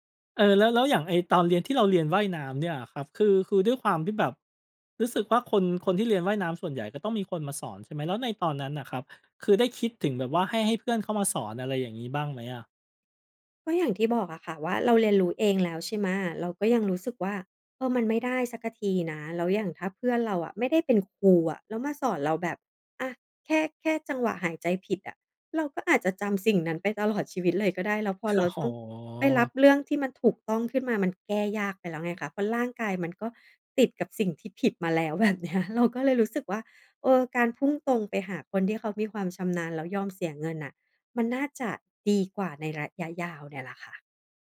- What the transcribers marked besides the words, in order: singing: "ตลอด"; chuckle; laughing while speaking: "แบบเนี้ย"
- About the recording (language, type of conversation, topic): Thai, podcast, เคยเจออุปสรรคตอนเรียนเองไหม แล้วจัดการยังไง?